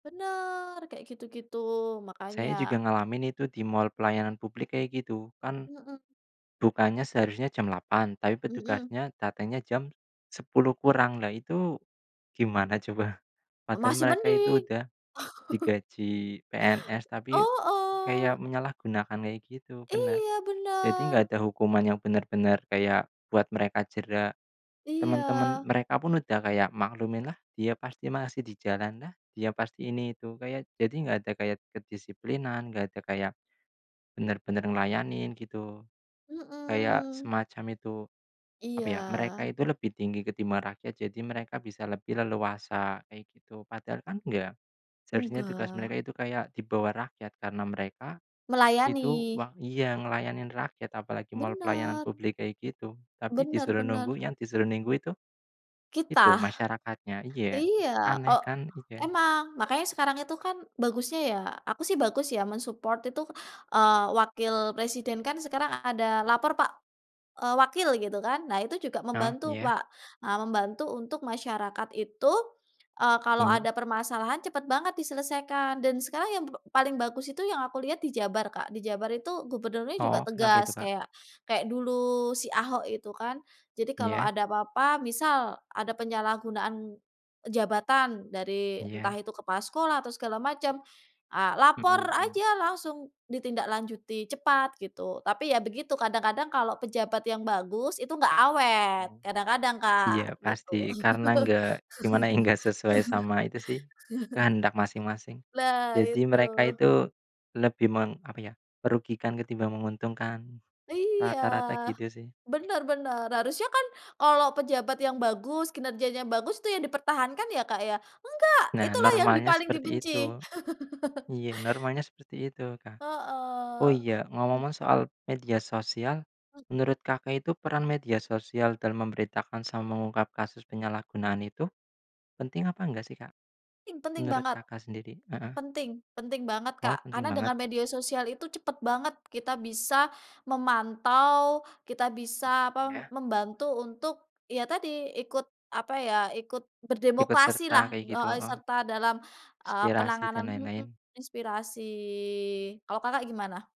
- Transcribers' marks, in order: laugh; tapping; "nunggu" said as "ninggu"; in English: "men-support"; "Iya" said as "iyas"; laughing while speaking: "enggak"; laugh; laugh; other noise; drawn out: "inspirasi"
- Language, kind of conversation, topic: Indonesian, unstructured, Bagaimana kamu menanggapi kasus penyalahgunaan kekuasaan oleh pejabat?